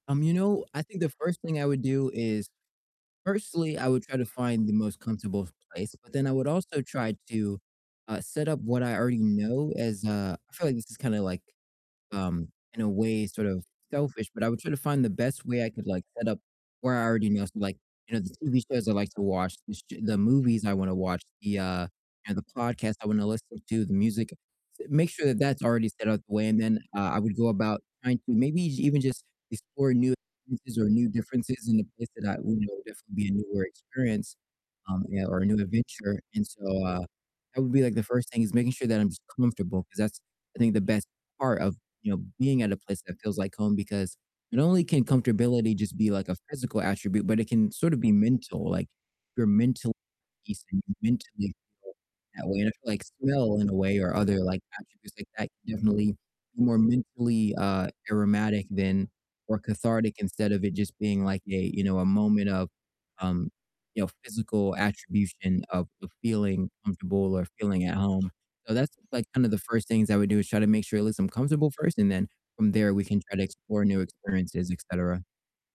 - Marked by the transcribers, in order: distorted speech; unintelligible speech
- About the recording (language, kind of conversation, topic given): English, unstructured, What makes a place feel like home to you, and how do you create that feeling?